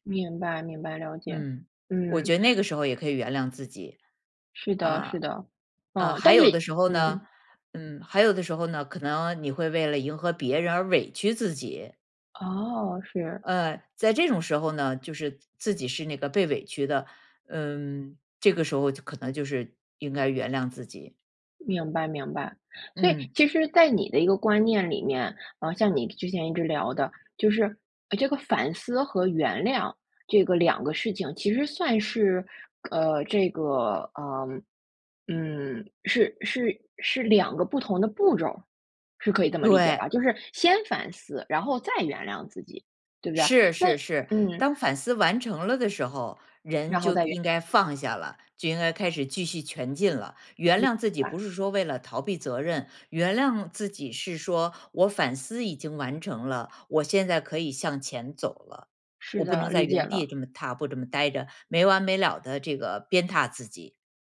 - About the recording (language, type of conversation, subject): Chinese, podcast, 什么时候该反思，什么时候该原谅自己？
- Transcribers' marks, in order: inhale; other background noise; stressed: "先"; stressed: "再"